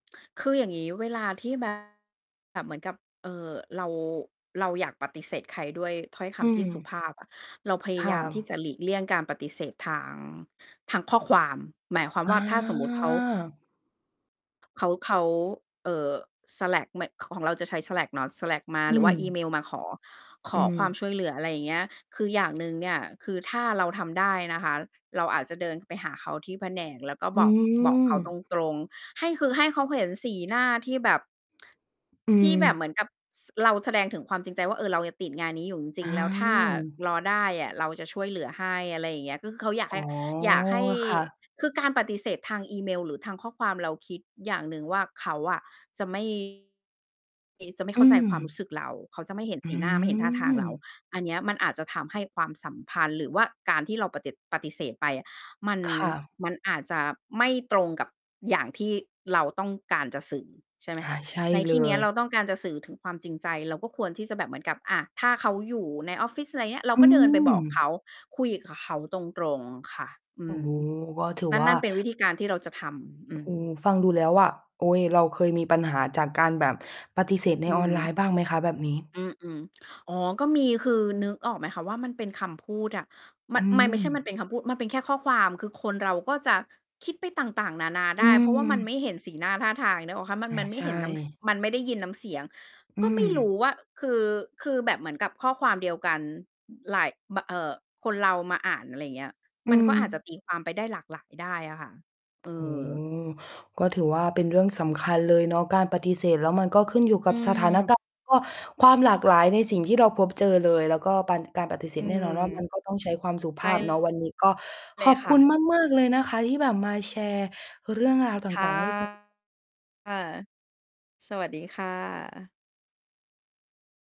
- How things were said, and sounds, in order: distorted speech; other noise; tsk
- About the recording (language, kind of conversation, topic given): Thai, podcast, เวลาต้องปฏิเสธใคร คุณจะพูดอย่างไรให้สุภาพแต่ชัดเจน?